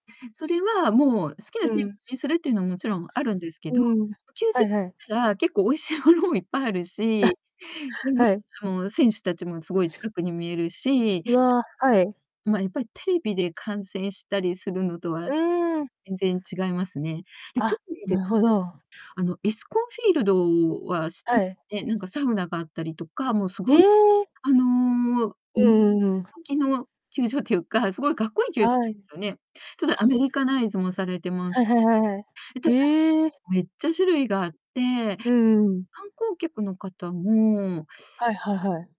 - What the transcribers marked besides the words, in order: distorted speech; unintelligible speech; unintelligible speech; unintelligible speech; unintelligible speech; in English: "アメリカナイズ"; unintelligible speech
- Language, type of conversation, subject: Japanese, podcast, 最近ハマっている趣味は何ですか？